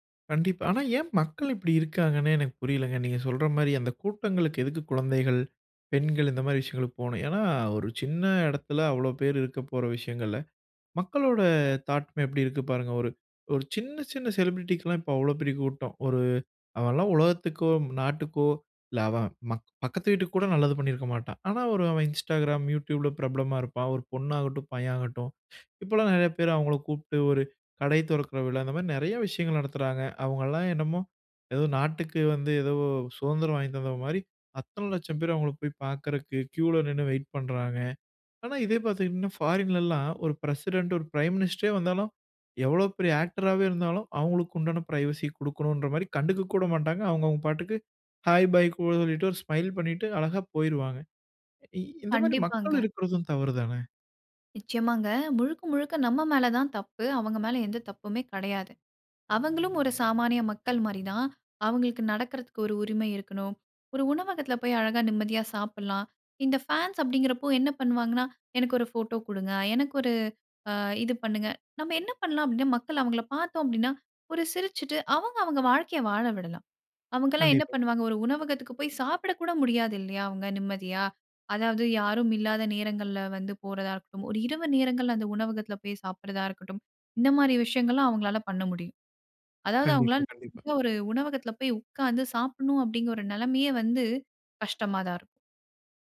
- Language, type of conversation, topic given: Tamil, podcast, ரசிகர்களுடன் நெருக்கமான உறவை ஆரோக்கியமாக வைத்திருக்க என்னென்ன வழிமுறைகள் பின்பற்ற வேண்டும்?
- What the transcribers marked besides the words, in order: in English: "தாட்டு"; in English: "செலிபிரிட்டிக்கு"; other background noise; in English: "பிரசிடென்ட்"; in English: "பிரைம் மினிஸ்டரே"; in English: "பிரைவசி"; in English: "ஹை, பை, கூல்ன்னு"